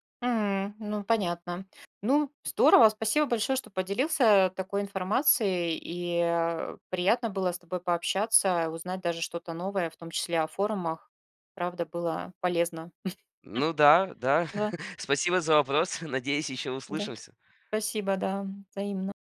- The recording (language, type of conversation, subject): Russian, podcast, Сколько времени в день вы проводите в социальных сетях и зачем?
- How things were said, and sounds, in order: other noise; chuckle